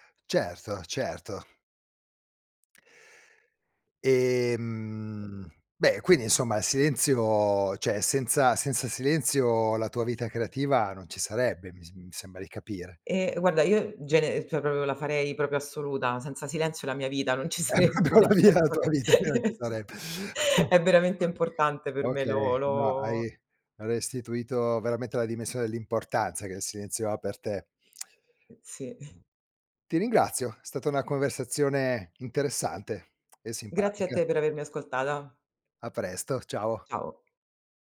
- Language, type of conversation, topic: Italian, podcast, Che ruolo ha il silenzio nella tua creatività?
- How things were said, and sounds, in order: "cioè" said as "ceh"; "senza" said as "sensa"; "proprio" said as "propio"; "proprio" said as "propio"; laughing while speaking: "È propio la vi la tua vita che non ci sarebbe"; "proprio" said as "propio"; laughing while speaking: "non ci sarebbe, nel senso che"; chuckle; chuckle; tsk; "ascoltata" said as "ascoltada"; tapping